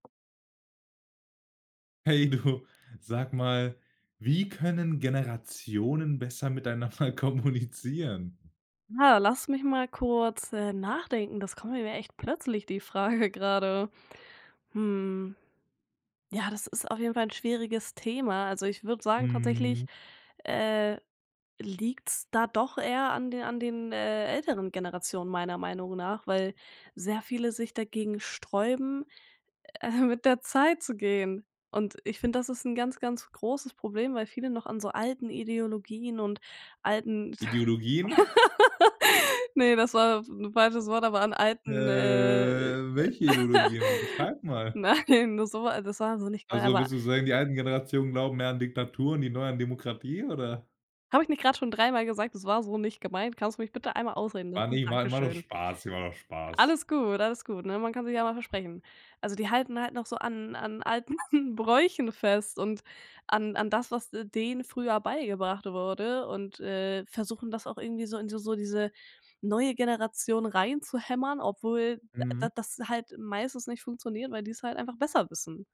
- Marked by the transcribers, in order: other background noise; laughing while speaking: "du"; laughing while speaking: "miteinander kommunizieren?"; laughing while speaking: "Frage"; chuckle; chuckle; laugh; drawn out: "Äh"; laughing while speaking: "welche Ideologien?"; laugh; laughing while speaking: "Nein"; laughing while speaking: "alten"
- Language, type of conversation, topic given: German, podcast, Wie können Generationen besser miteinander kommunizieren?